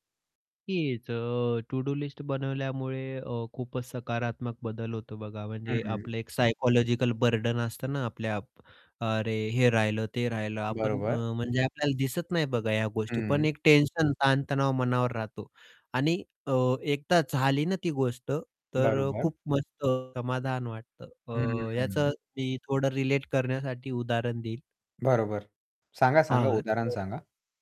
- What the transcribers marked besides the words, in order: in English: "टू-डू-लिस्ट"; static; distorted speech; in English: "बर्डन"; other background noise
- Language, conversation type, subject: Marathi, podcast, तू रोजच्या कामांची यादी कशी बनवतोस?